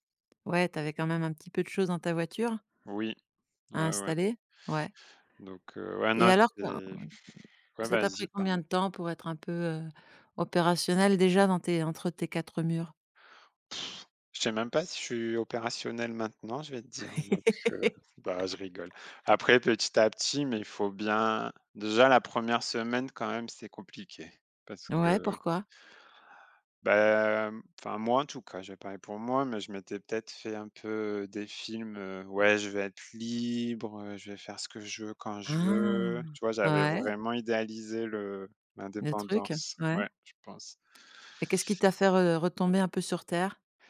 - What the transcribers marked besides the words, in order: sigh; laugh
- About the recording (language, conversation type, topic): French, podcast, Comment as-tu vécu ton départ du foyer familial ?